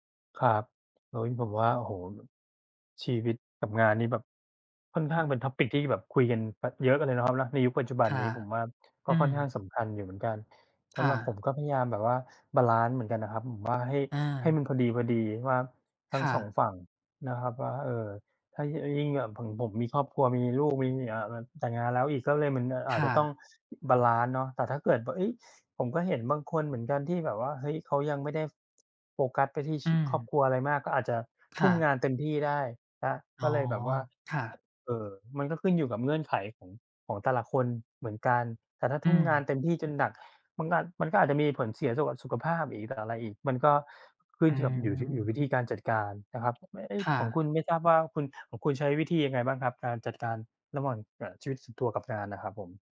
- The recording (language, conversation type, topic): Thai, unstructured, คุณคิดว่าสมดุลระหว่างงานกับชีวิตส่วนตัวสำคัญแค่ไหน?
- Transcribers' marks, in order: in English: "Topic"; tapping; other background noise